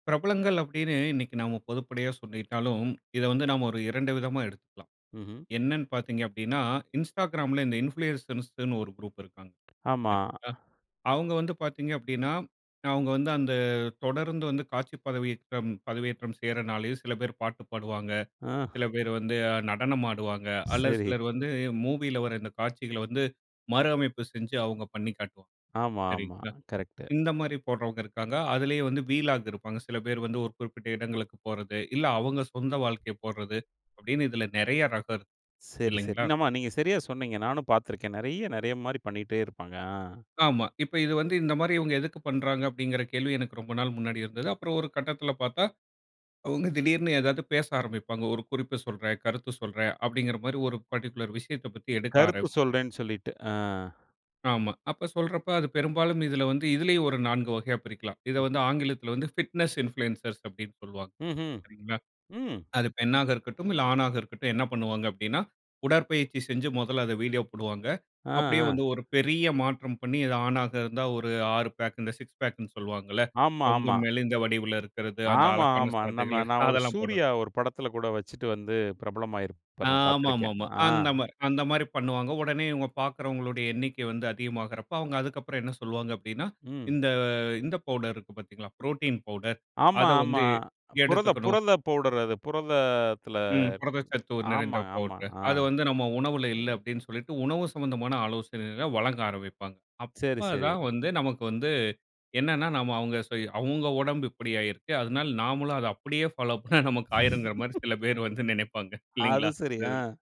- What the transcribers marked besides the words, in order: in English: "இன்ஃப்ளூயசர்ஸ்ஸ்ன்னு"; "இன்ஃப்ளூயசர்ஸ்ன்னு" said as "இன்ஃப்ளூயசர்ஸ்ஸ்ன்னு"; tapping; in English: "குரூப்"; drawn out: "அந்த"; other background noise; in English: "மூவியில"; in English: "வீலாகு"; other noise; in English: "பர்ட்டிகுலர்"; in English: "பிட்னஸ் இன்ஃப்ளூயன்சர்ஸ்"; drawn out: "இந்த"; in English: "புரோட்டீன்"; unintelligible speech; laughing while speaking: "அப்படியே ஃபாலோ பண்ணா நமக்கு ஆயிருங்குற … இல்லைங்களா? இந்த இதுல"; in English: "ஃபாலோ"; laugh
- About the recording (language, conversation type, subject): Tamil, podcast, பிரபலங்கள் தரும் அறிவுரை நம்பத்தக்கதா என்பதை நீங்கள் எப்படி தீர்மானிப்பீர்கள்?